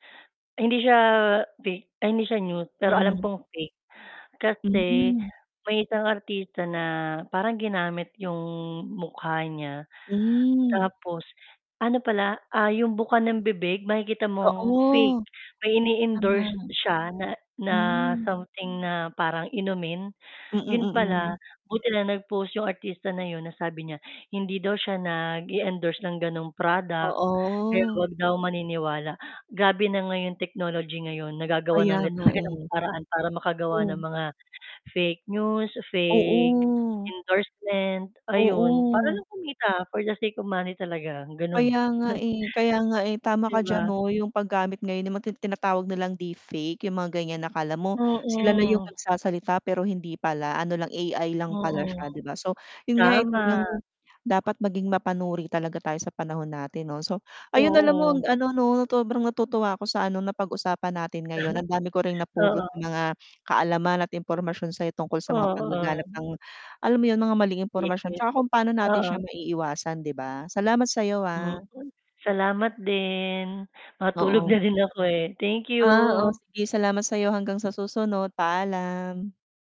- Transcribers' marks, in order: static; distorted speech; tapping; chuckle; other background noise; chuckle
- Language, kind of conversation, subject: Filipino, unstructured, Ano ang opinyon mo sa paglaganap ng maling balita sa mga platapormang pangmidyang panlipunan?